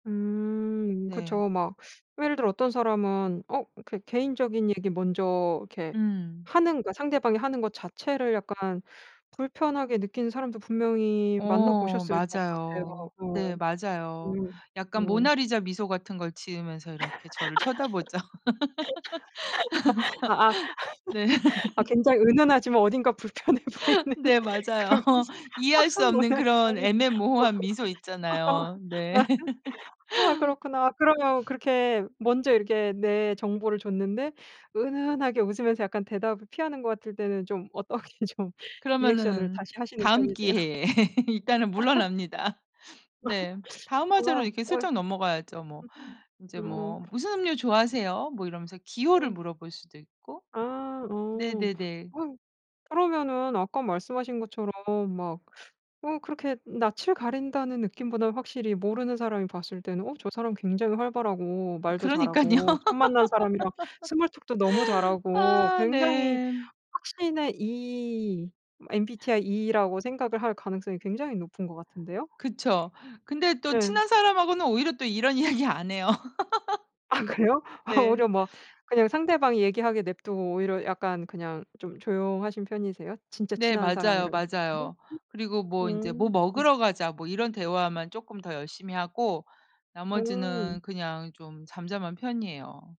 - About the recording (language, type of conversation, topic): Korean, podcast, 처음 만난 사람과 자연스럽게 친해지려면 어떻게 해야 하나요?
- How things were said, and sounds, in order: other background noise; laugh; laughing while speaking: "불편해 보이는 그러면서 아 뭐야 이상해"; laugh; laughing while speaking: "네 맞아요"; laugh; laugh; sniff; laughing while speaking: "어떻게 좀"; tapping; laughing while speaking: "편이세요?"; laugh; sniff; laugh; other noise; laugh; in English: "스몰 톡도"; laughing while speaking: "이야기 안 해요"; laughing while speaking: "아 그래요? 아"; laugh; sniff